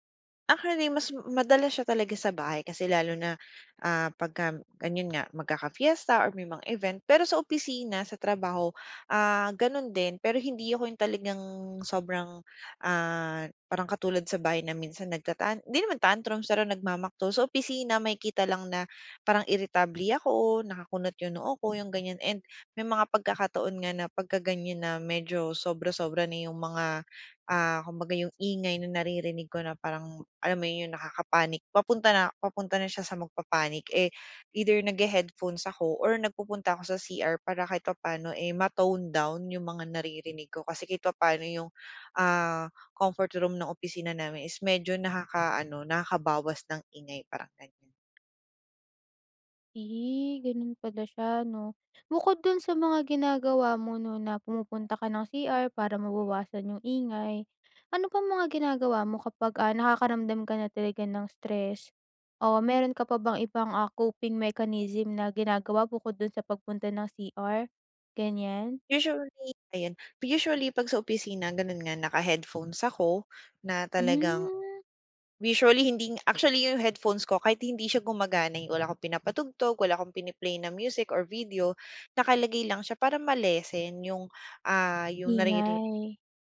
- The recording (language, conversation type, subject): Filipino, advice, Paano ko mababawasan ang pagiging labis na sensitibo sa ingay at sa madalas na paggamit ng telepono?
- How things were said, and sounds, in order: in English: "coping mechanism"